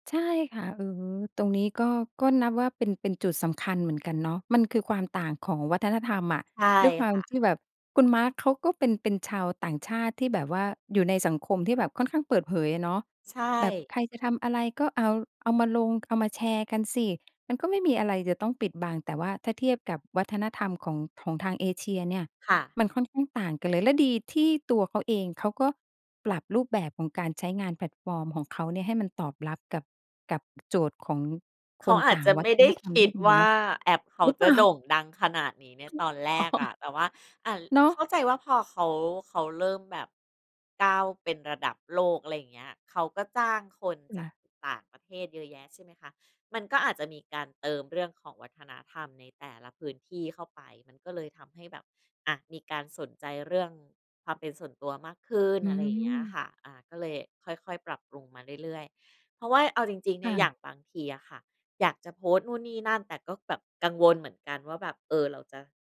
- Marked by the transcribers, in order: other background noise; laughing while speaking: "อ๋อ"
- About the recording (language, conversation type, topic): Thai, podcast, การใช้โซเชียลมีเดียทำให้การแสดงตัวตนง่ายขึ้นหรือลำบากขึ้นอย่างไร?